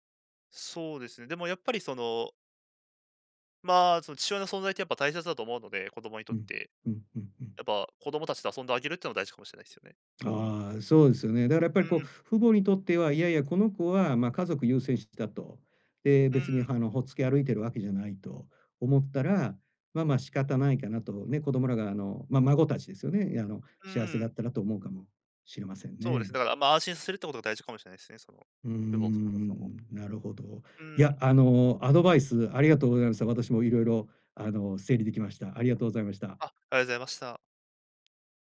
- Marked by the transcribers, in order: tapping; unintelligible speech
- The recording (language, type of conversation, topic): Japanese, advice, 家族の期待と自分の目標の折り合いをどうつければいいですか？